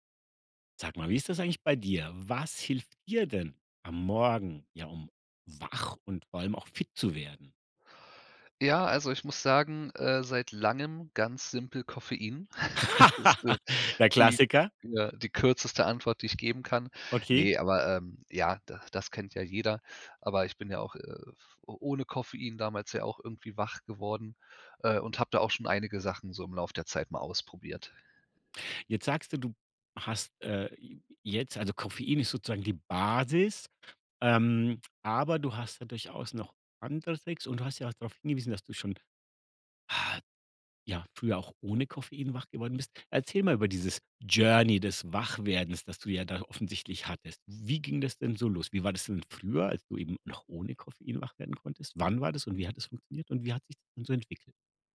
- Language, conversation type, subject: German, podcast, Was hilft dir, morgens wach und fit zu werden?
- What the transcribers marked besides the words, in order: chuckle; laugh; sigh